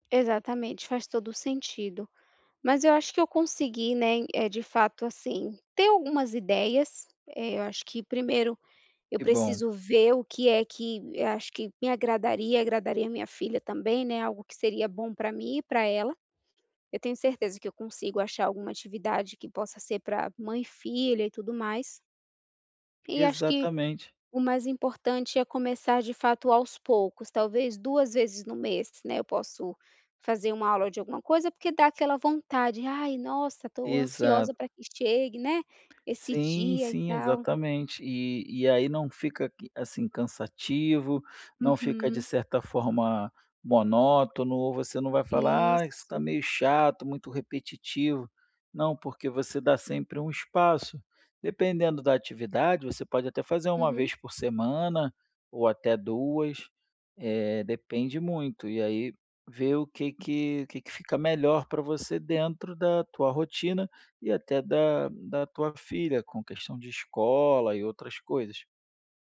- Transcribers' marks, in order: tapping
- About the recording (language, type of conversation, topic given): Portuguese, advice, Como gerir o tempo livre para hobbies sem sentir culpa?